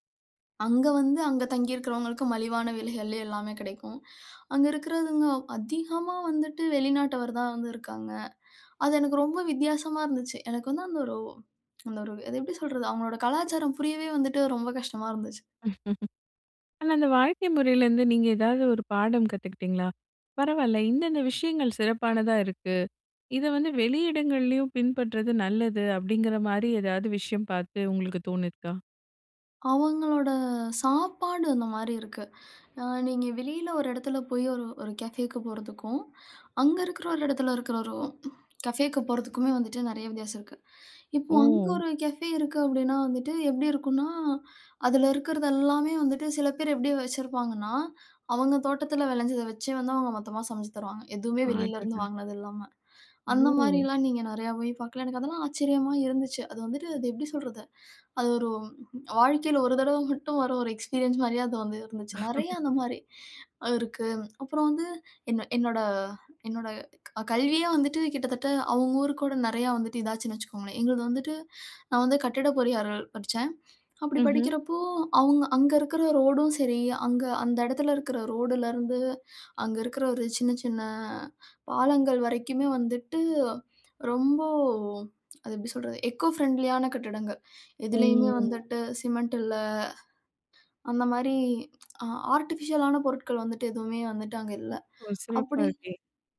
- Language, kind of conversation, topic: Tamil, podcast, சுற்றுலா இடம் அல்லாமல், மக்கள் வாழ்வை உணர்த்திய ஒரு ஊரைப் பற்றி நீங்கள் கூற முடியுமா?
- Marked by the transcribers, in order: "இருக்கிறவங்க" said as "இருக்கிறதுங்க"; chuckle; "பின்பற்றுவது" said as "பின்பற்றது"; chuckle; other background noise; in English: "எக்கோ ஃப்ரெண்ட்லியான"